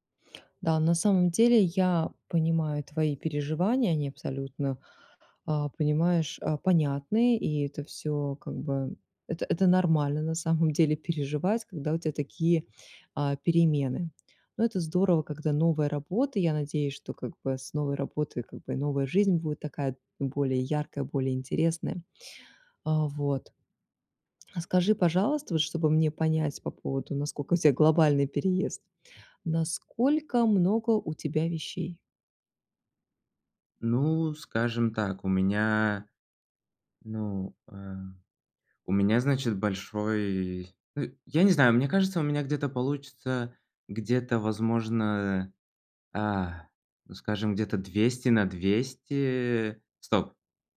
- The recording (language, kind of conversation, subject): Russian, advice, Как мне справиться со страхом и неопределённостью во время перемен?
- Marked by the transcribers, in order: tapping